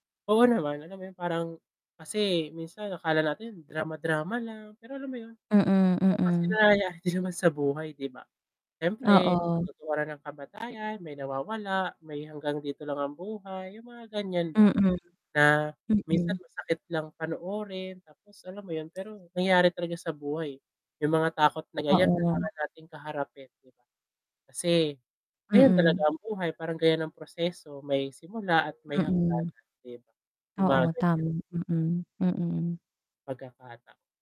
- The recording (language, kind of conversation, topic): Filipino, unstructured, Ano ang huling aklat o kuwento na nagpaiyak sa iyo?
- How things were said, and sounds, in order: static; mechanical hum; distorted speech